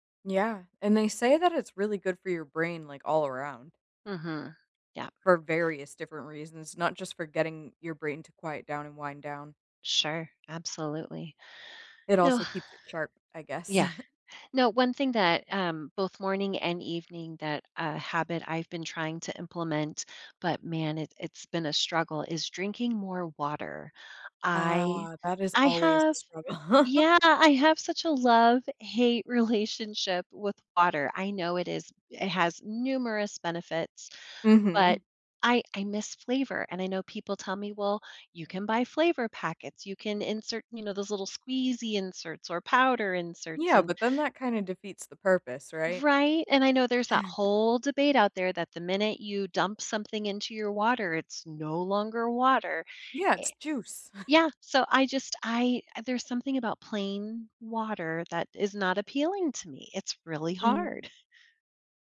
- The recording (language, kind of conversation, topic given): English, unstructured, What morning routine helps you start your day best?
- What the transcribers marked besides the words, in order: chuckle; laughing while speaking: "struggle"; laughing while speaking: "relationship"; laugh; chuckle; chuckle; chuckle